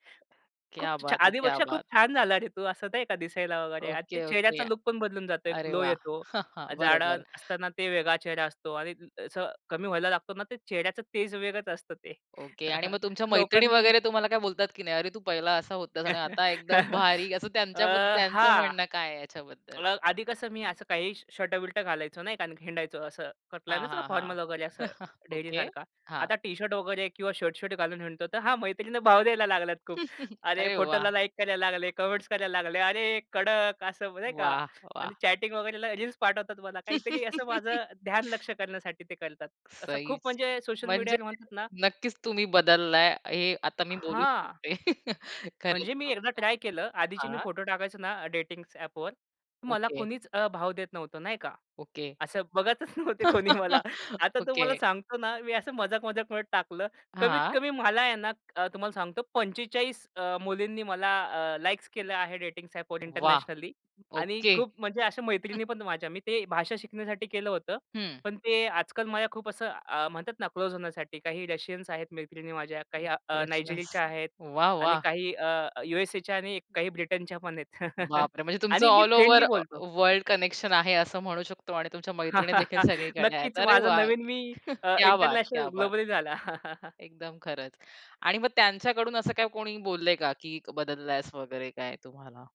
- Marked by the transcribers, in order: tapping; in Hindi: "क्या बात है! क्या बात!"; chuckle; other background noise; chuckle; chuckle; unintelligible speech; chuckle; laughing while speaking: "मैत्रिणींना भाव द्यायला लागल्यात खूप … असं नाही का"; chuckle; in English: "चॅटिंग"; chuckle; chuckle; in English: "डेटिंग्स ॲपवर"; laughing while speaking: "बघतच नव्हते कोणी मला. आता तो मला सांगतो ना"; chuckle; in English: "डेटिंग्स ॲपवर"; chuckle; chuckle; in English: "ऑल ओव्हर वर्ल्ड"; chuckle; laughing while speaking: "नक्कीच माझा नवीन मी"; chuckle; in Hindi: "क्या बात! क्या बात!"; laughing while speaking: "झाला"; chuckle
- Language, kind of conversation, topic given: Marathi, podcast, नवीन ‘मी’ घडवण्यासाठी पहिले पाऊल कोणते असावे?